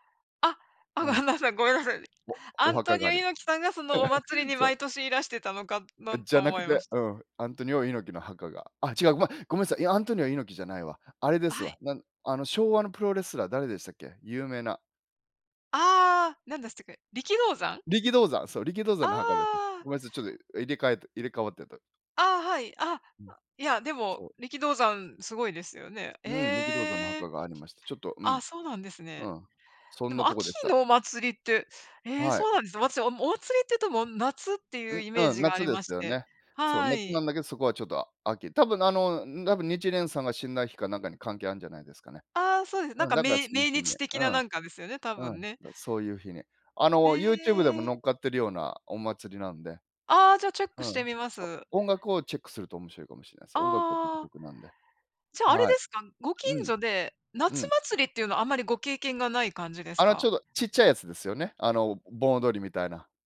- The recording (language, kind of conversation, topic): Japanese, unstructured, 祭りに行った思い出はありますか？
- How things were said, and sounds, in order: chuckle